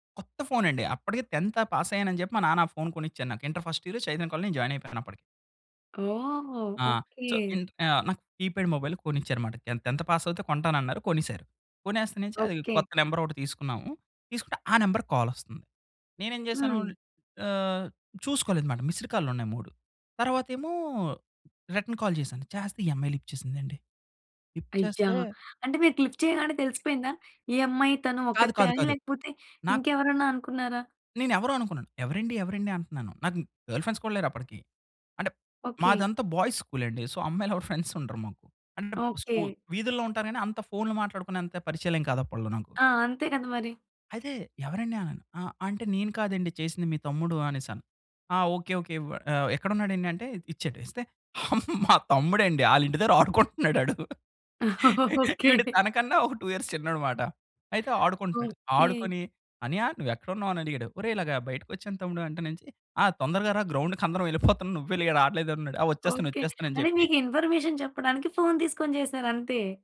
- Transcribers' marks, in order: in English: "పాస్"; in English: "ఫస్ట్ ఇయర్"; in English: "జాయిన్"; other background noise; in English: "సో"; in English: "కీప్యాడ్ మొబైల్"; in English: "టెన్త్ పాస్"; in English: "నెంబర్"; in English: "నంబర్‌కి కాల్"; in English: "మిస్డ్"; in English: "రిటర్న్ కాల్"; in English: "లిఫ్ట్"; in English: "లిఫ్ట్"; in English: "క్లిక్"; tapping; in English: "గర్ల్ ఫ్రెండ్స్"; in English: "బాయ్స్"; in English: "సో"; in English: "ఫ్రెండ్స్"; laughing while speaking: "మా తమ్ముడండి, ఆళ్ళ ఇంటి దగ్గర ఆడుకుంటున్నాడు ఆడు"; in English: "టూ ఇయర్స్"; laughing while speaking: "ఓకె"; laughing while speaking: "ఎళ్ళిపోతున్నాం"; in English: "ఇన్ఫర్మేషన్"
- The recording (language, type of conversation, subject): Telugu, podcast, మొదటి ప్రేమ జ్ఞాపకాన్ని మళ్లీ గుర్తు చేసే పాట ఏది?